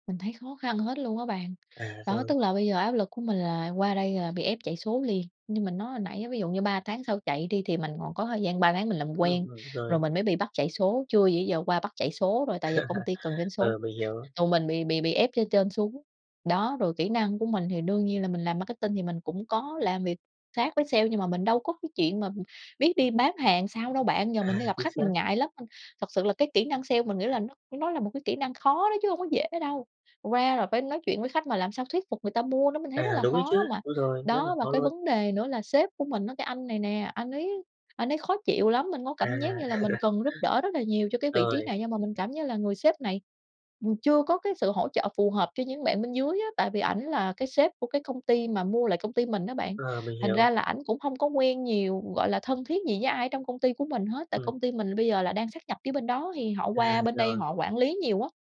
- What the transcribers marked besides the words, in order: tapping; chuckle; other background noise; chuckle
- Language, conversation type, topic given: Vietnamese, advice, Bạn cần thích nghi như thế nào khi công ty tái cấu trúc làm thay đổi vai trò hoặc môi trường làm việc của bạn?